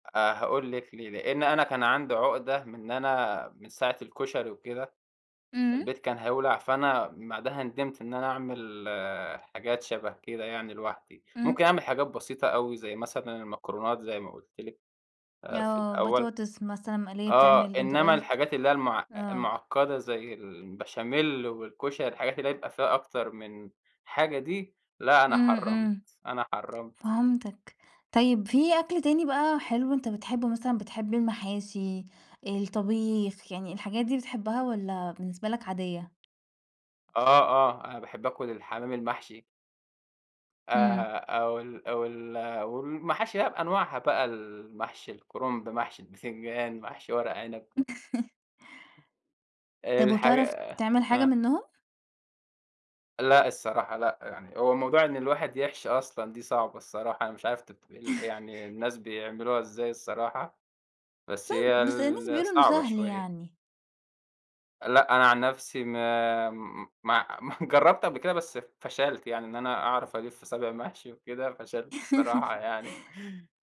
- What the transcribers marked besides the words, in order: tapping; laugh; laugh; laugh; laugh
- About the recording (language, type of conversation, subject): Arabic, podcast, إيه أكتر أكلة بتحبّها وليه بتحبّها؟